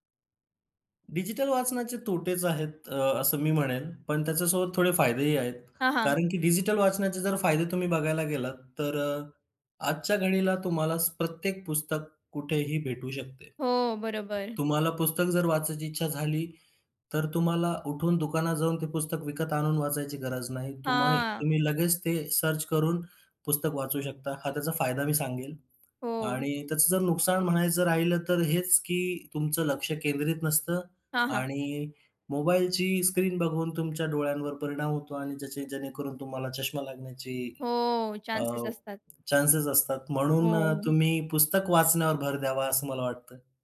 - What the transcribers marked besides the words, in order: other background noise; "तुम्ही" said as "तुम्हाई"; in English: "सर्च"
- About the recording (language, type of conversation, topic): Marathi, podcast, पुस्तकं वाचताना तुला काय आनंद येतो?
- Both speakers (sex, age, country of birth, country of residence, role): female, 40-44, India, India, host; male, 25-29, India, India, guest